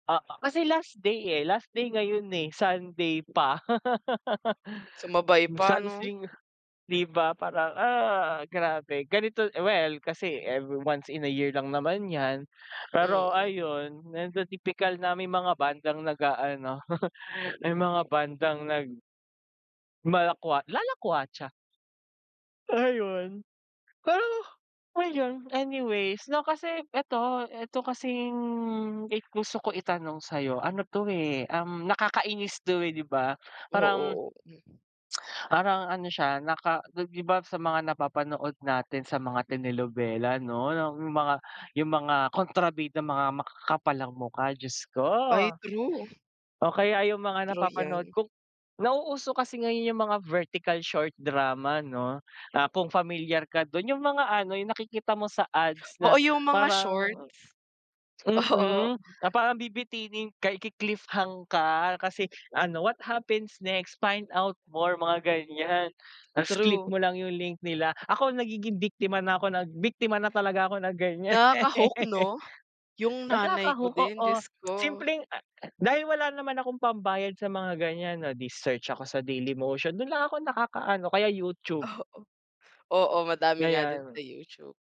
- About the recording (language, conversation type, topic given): Filipino, unstructured, Bakit sa tingin mo may mga taong nananamantala sa kapwa?
- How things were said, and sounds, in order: laugh; chuckle; in English: "what happens next, find out more"; laugh; tapping